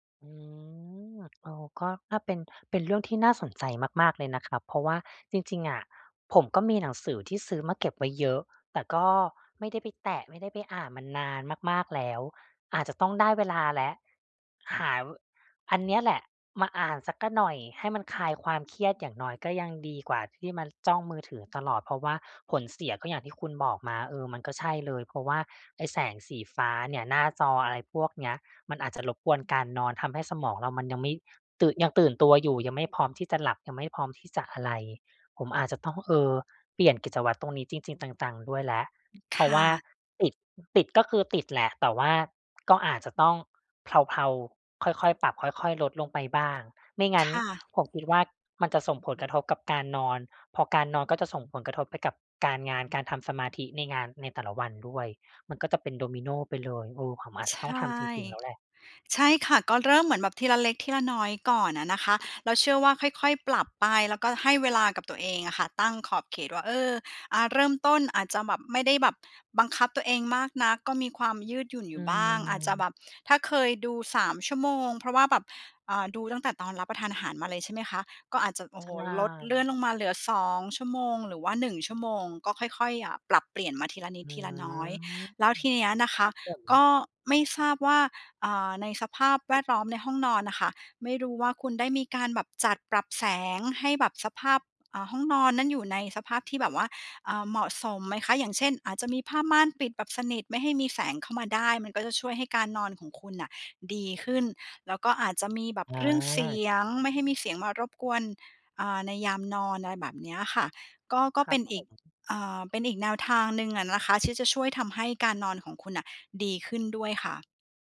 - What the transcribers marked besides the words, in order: drawn out: "อืม"; tapping; other background noise; lip smack; drawn out: "หือ"; wind
- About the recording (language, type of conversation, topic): Thai, advice, อยากตั้งกิจวัตรก่อนนอนแต่จบลงด้วยจ้องหน้าจอ